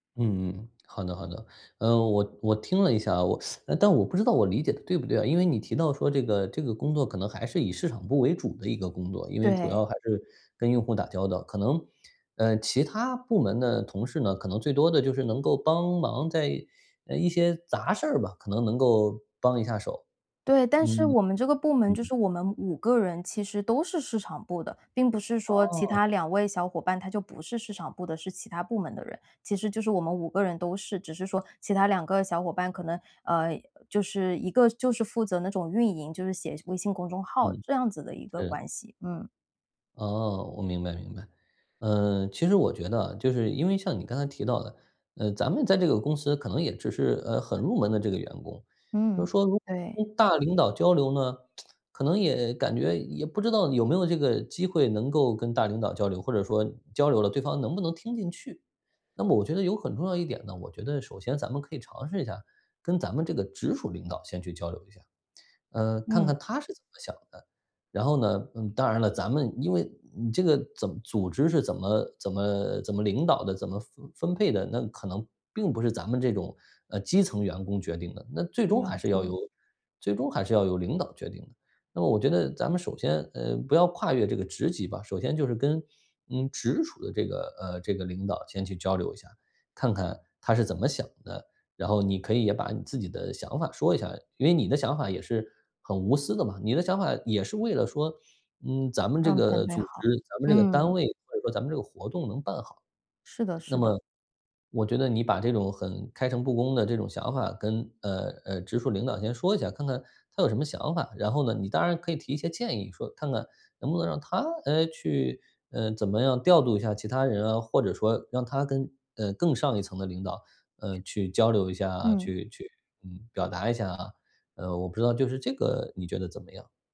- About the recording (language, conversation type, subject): Chinese, advice, 我们如何建立安全的反馈环境，让团队敢于分享真实想法？
- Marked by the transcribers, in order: teeth sucking; tapping; tsk